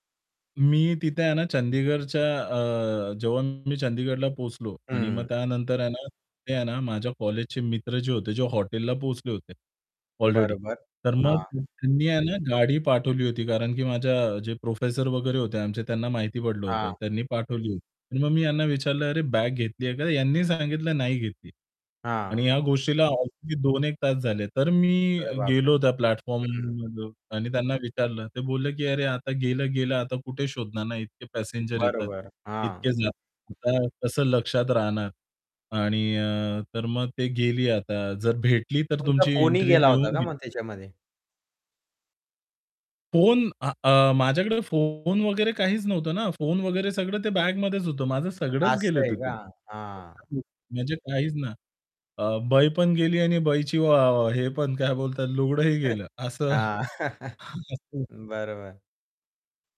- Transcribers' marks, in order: static; distorted speech; unintelligible speech; in English: "प्लॅटफॉर्म"; unintelligible speech; unintelligible speech; laughing while speaking: "काय बोलतात लुगडंही गेलं असं"; unintelligible speech; laugh; unintelligible speech
- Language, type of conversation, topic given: Marathi, podcast, सामान हरवल्यावर तुम्हाला काय अनुभव आला?